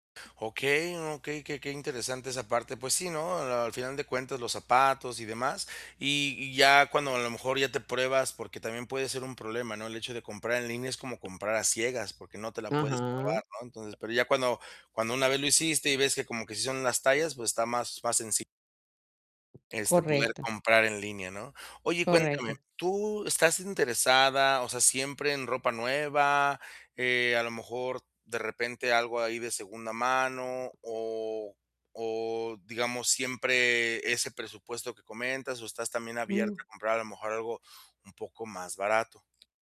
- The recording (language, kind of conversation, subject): Spanish, advice, ¿Cómo puedo comprar ropa a la moda sin gastar demasiado dinero?
- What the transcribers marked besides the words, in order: static; distorted speech; tapping